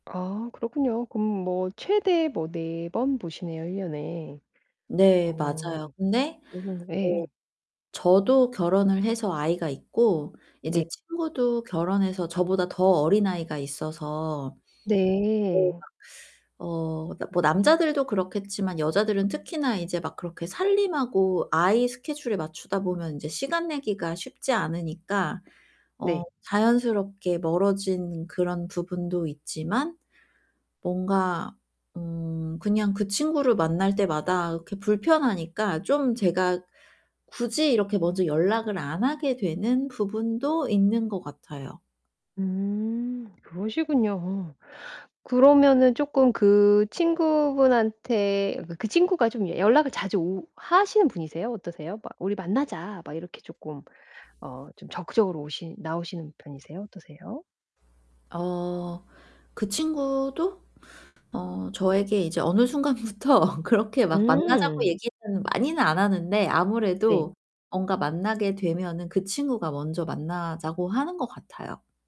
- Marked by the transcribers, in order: other background noise; distorted speech; put-on voice: "우리 만나자"; static; laughing while speaking: "순간부터"
- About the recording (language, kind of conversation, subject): Korean, advice, 오랜 친구와 자연스럽게 거리를 두는 좋은 방법이 있을까요?